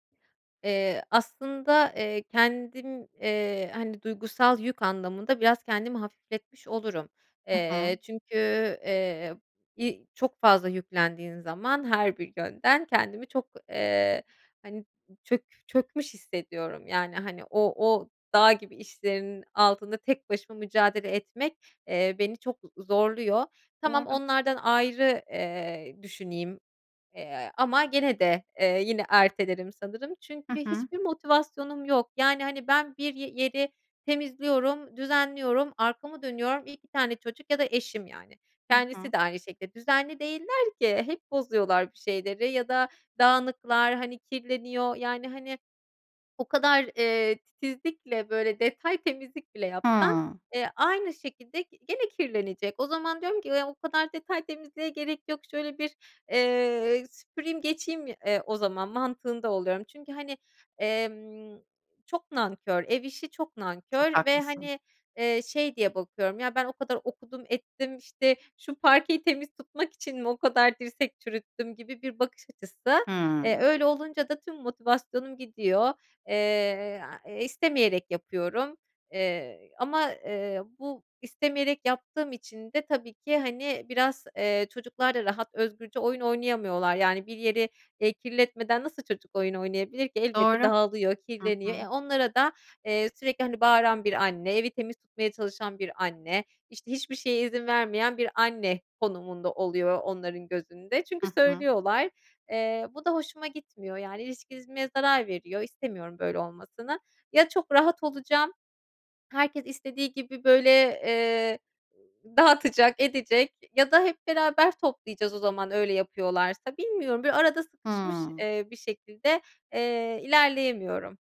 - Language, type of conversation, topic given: Turkish, advice, Erteleme alışkanlığımı nasıl kırıp görevlerimi zamanında tamamlayabilirim?
- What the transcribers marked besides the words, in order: other background noise; "ilişkimize" said as "ilişkimizme"